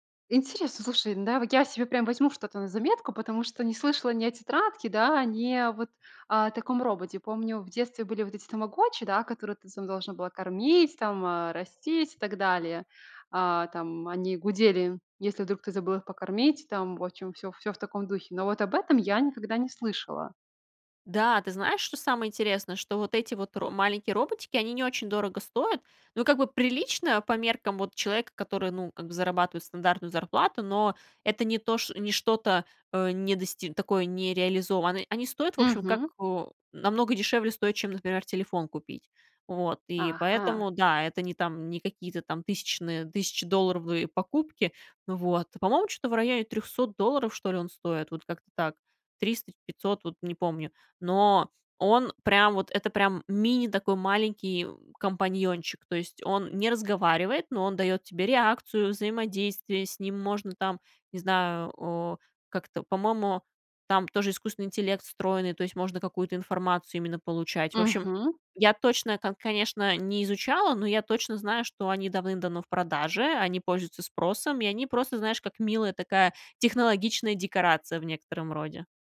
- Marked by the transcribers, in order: none
- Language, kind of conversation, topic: Russian, podcast, Как вы обустраиваете домашнее рабочее место?